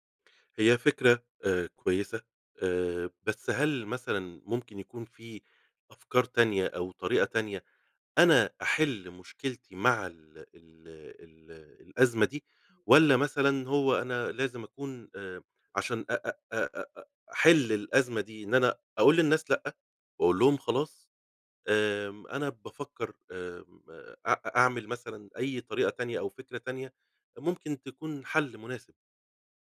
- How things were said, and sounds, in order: none
- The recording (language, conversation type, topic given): Arabic, advice, إزاي أتعامل مع الضغط عليّا عشان أشارك في المناسبات الاجتماعية؟